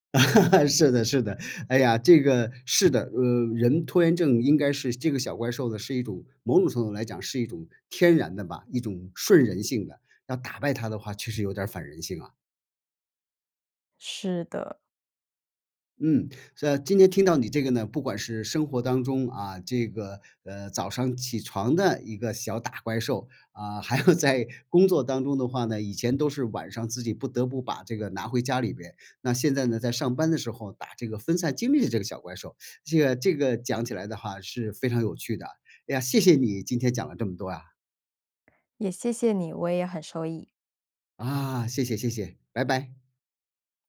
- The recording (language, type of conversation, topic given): Chinese, podcast, 你在拖延时通常会怎么处理？
- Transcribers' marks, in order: laugh; laughing while speaking: "是的 是，哎呀"; laughing while speaking: "还有在"